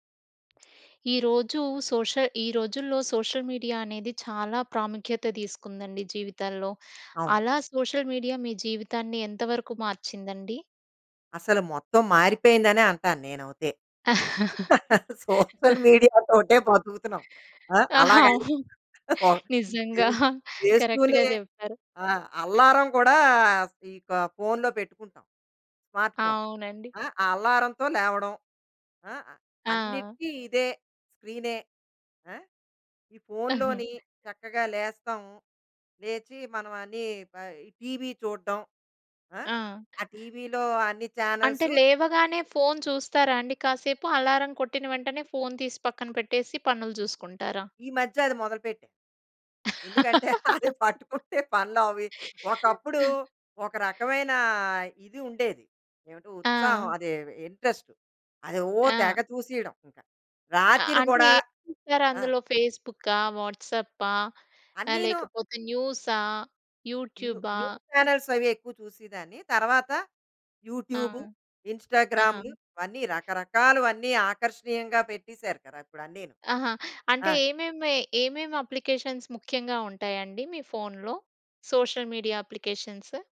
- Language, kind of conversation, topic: Telugu, podcast, సోషల్ మీడియా మీ జీవితాన్ని ఎలా మార్చింది?
- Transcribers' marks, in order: in English: "సోషల్"; in English: "సోషల్ మీడియా"; in English: "సోషల్ మీడియా"; laughing while speaking: "అవు నిజంగా"; "నేనైతే" said as "నేనౌతే"; laughing while speaking: "సోషల్ మీడియా తోటే బతుకుతున్నాం"; in English: "సోషల్ మీడియా"; in English: "కరెక్ట్‌గా"; unintelligible speech; chuckle; in English: "స్మార్ట్ ఫోన్"; chuckle; tapping; other background noise; laugh; laughing while speaking: "అది పట్టుకుంటే పనులు అవి"; in English: "న్యూ న్యూస్ చానెల్స్"; in English: "అప్లికేషన్స్"; in English: "సోషల్ మీడియా అప్లికేషన్స్"